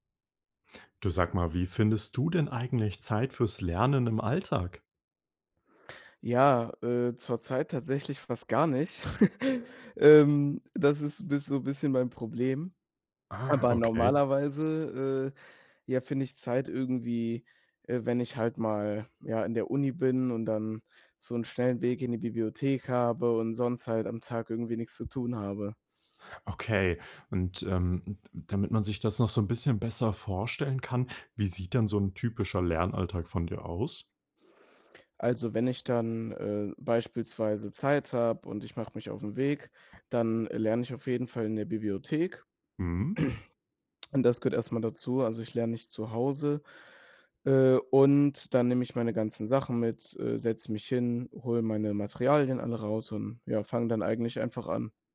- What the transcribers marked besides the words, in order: stressed: "du"; chuckle; other background noise; surprised: "Ah"; throat clearing; inhale
- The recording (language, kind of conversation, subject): German, podcast, Wie findest du im Alltag Zeit zum Lernen?